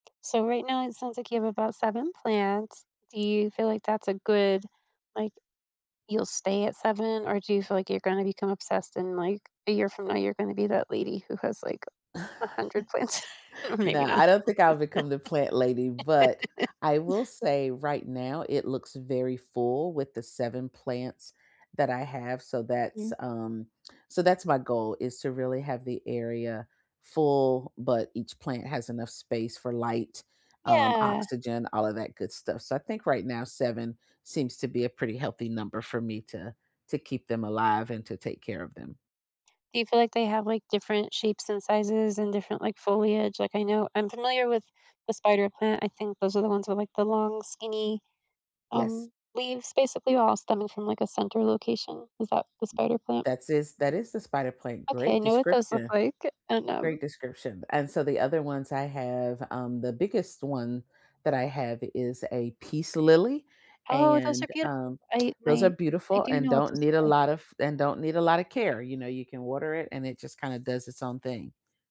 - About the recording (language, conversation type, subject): English, unstructured, What hobbies have you picked up recently?
- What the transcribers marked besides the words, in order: tapping; chuckle; laughing while speaking: "plants or maybe not"; laugh; other background noise